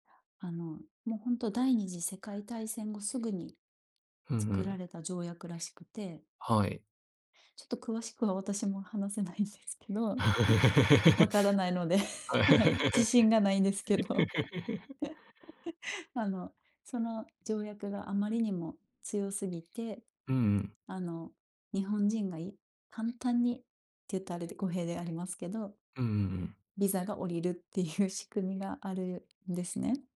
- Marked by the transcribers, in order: chuckle; laughing while speaking: "わからないので、はい、自信がないんですけど"
- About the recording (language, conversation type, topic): Japanese, podcast, 新しい町で友達を作るには、まず何をすればいいですか？